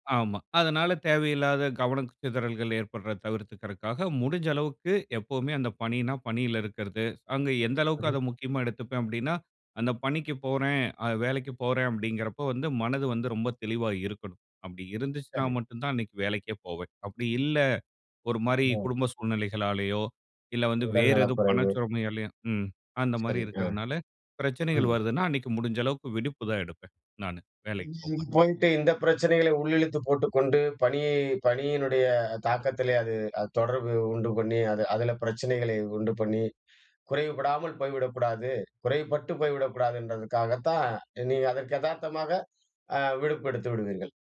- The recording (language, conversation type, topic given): Tamil, podcast, வேலை நேரத்தையும் ஓய்வு நேரத்தையும் நீங்கள் சமநிலைப்படுத்தி எப்படித் திட்டமிடுகிறீர்கள்?
- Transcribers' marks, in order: "சுமையாலேயோ" said as "சுரமையாலேயோ"; unintelligible speech